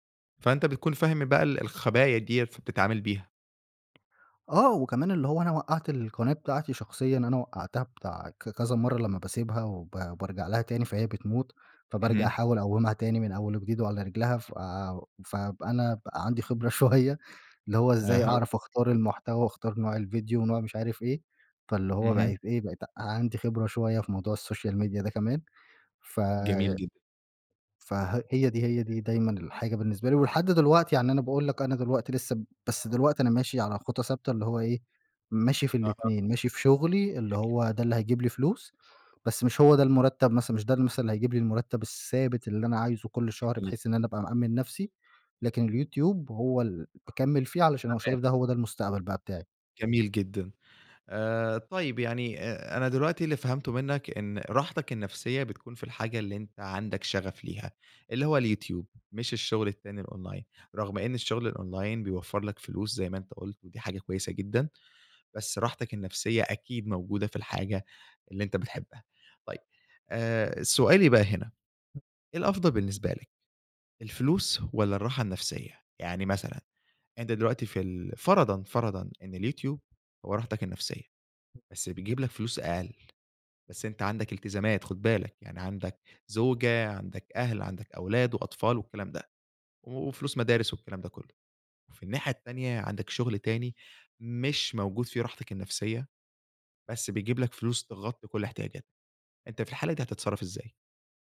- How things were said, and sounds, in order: tapping; laughing while speaking: "شويّة"; in English: "السوشيال ميديا"; unintelligible speech; in English: "الأونلاين"; in English: "الأونلاين"; unintelligible speech; unintelligible speech
- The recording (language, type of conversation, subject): Arabic, podcast, إزاي بتوازن بين شغفك والمرتب اللي نفسك فيه؟